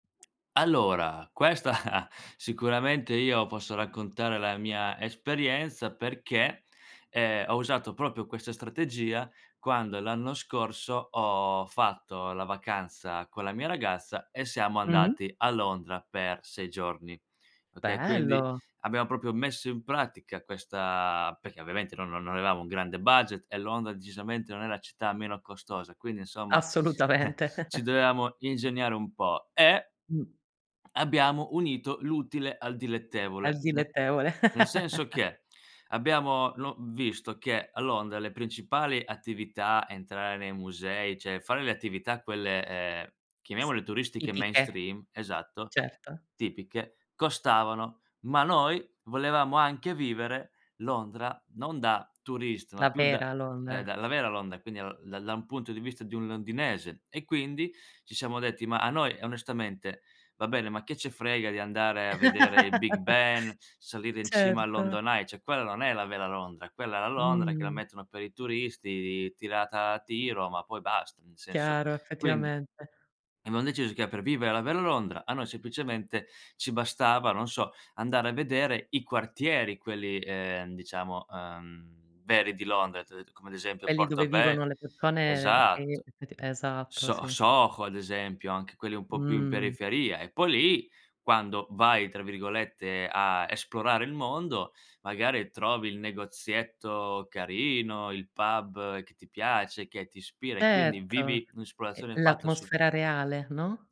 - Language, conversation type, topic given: Italian, podcast, Che consiglio daresti per viaggiare con poco budget?
- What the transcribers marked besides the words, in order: tapping; chuckle; "proprio" said as "propio"; "proprio" said as "propio"; chuckle; chuckle; "cioè" said as "ceh"; in English: "mainstream"; chuckle